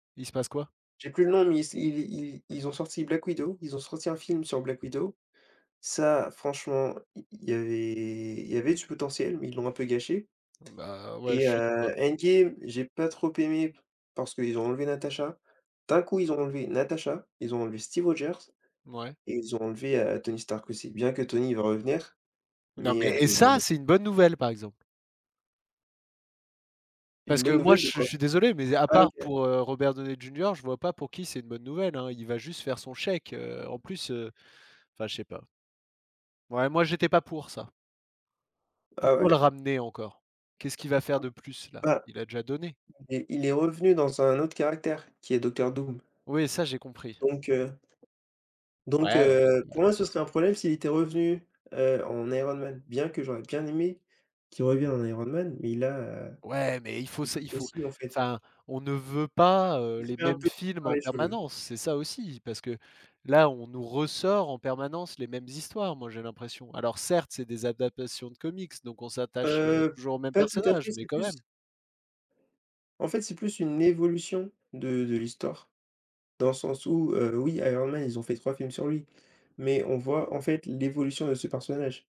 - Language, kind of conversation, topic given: French, unstructured, Comment compareriez-vous les différents types de films que vous regardez ?
- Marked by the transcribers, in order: stressed: "ça"; tapping; other background noise